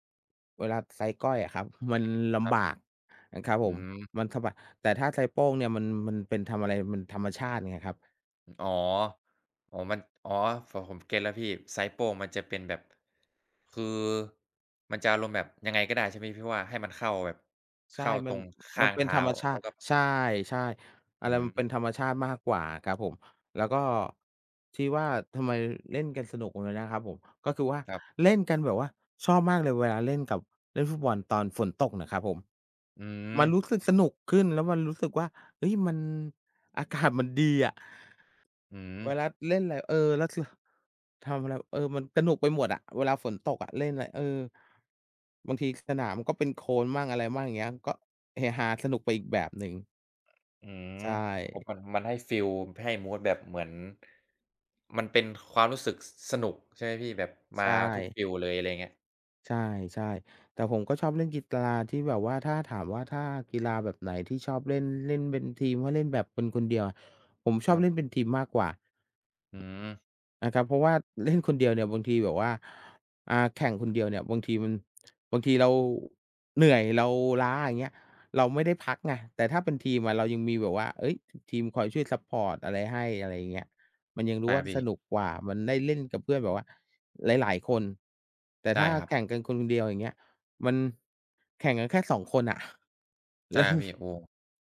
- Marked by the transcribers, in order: "กีฬา" said as "กิตรา"; other background noise; laughing while speaking: "แล้ว"
- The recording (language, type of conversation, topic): Thai, unstructured, คุณเคยมีประสบการณ์สนุกๆ ขณะเล่นกีฬาไหม?